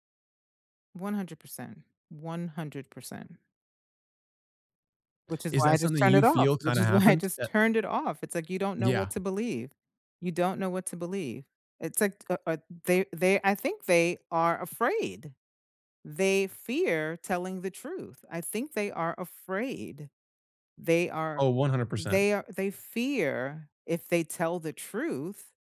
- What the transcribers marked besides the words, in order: laughing while speaking: "why"
- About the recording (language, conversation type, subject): English, unstructured, How do you keep up with the news these days, and what helps you make sense of it?
- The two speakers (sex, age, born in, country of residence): female, 55-59, United States, United States; male, 20-24, United States, United States